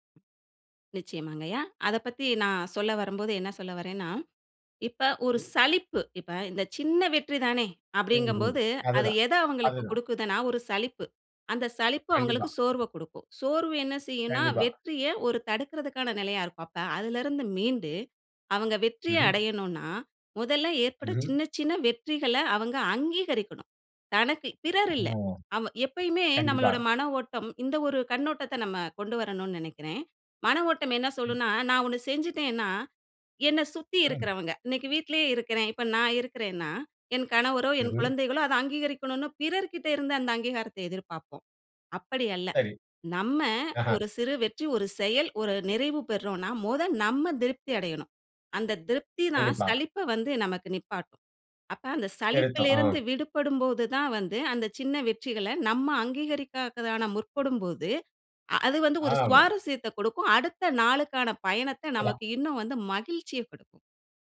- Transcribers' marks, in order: other noise; other background noise; "அங்கீகரிக்கிறதுக்கான" said as "அங்கீகரிக்காகதான"
- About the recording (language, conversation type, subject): Tamil, podcast, சிறு வெற்றிகளை கொண்டாடுவது உங்களுக்கு எப்படி உதவுகிறது?